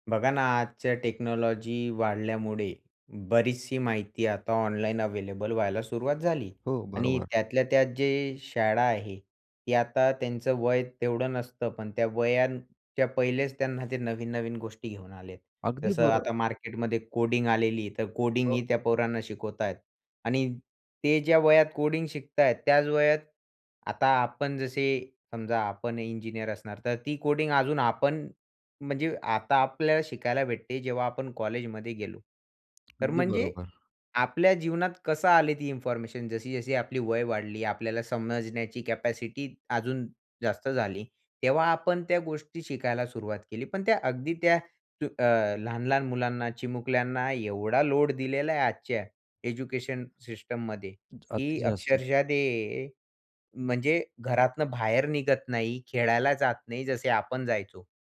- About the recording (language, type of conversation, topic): Marathi, podcast, मुलांवरील माहितीचा मारा कमी करण्यासाठी तुम्ही कोणते उपाय सुचवाल?
- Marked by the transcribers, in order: in English: "टेक्नॉलॉजी"; other background noise; tapping; other noise